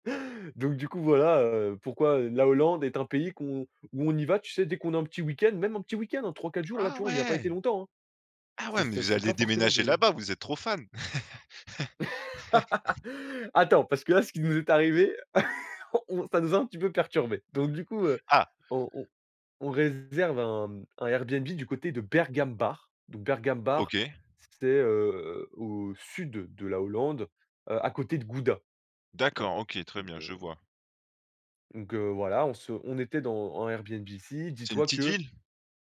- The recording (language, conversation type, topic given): French, podcast, Peux-tu raconter une rencontre qui t’a appris quelque chose d’important ?
- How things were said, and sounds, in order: laugh; laugh; laugh